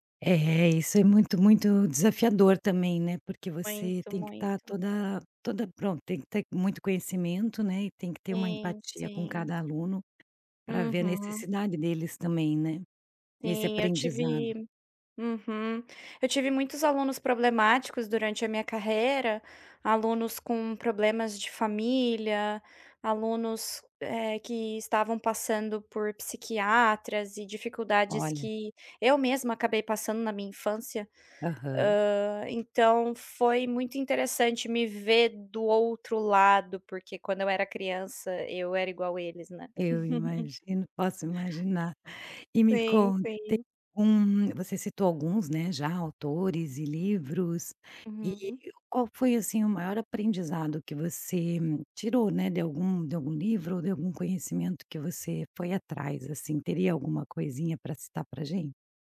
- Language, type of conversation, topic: Portuguese, podcast, O que te motiva a continuar aprendendo?
- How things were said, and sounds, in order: chuckle